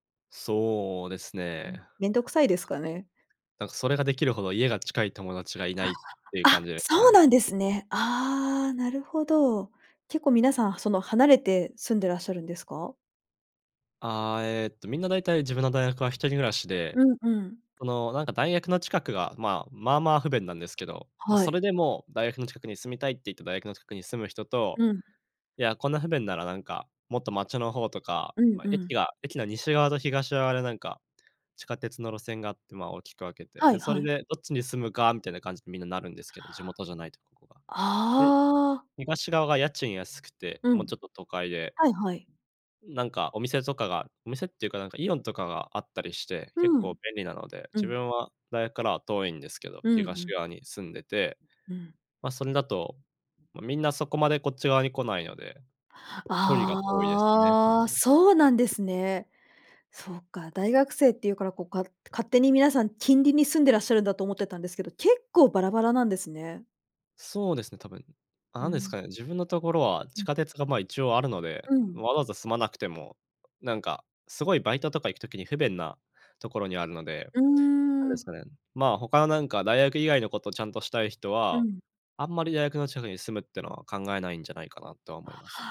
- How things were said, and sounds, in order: other background noise; tapping
- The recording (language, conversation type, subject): Japanese, advice, 節約しすぎて生活の楽しみが減ってしまったのはなぜですか？